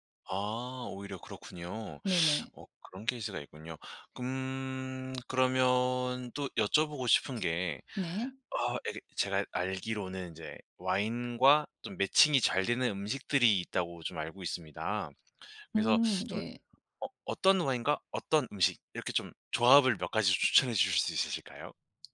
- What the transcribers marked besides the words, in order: other background noise; tapping
- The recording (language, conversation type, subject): Korean, podcast, 스트레스를 받을 때 자주 먹는 음식은 무엇인가요?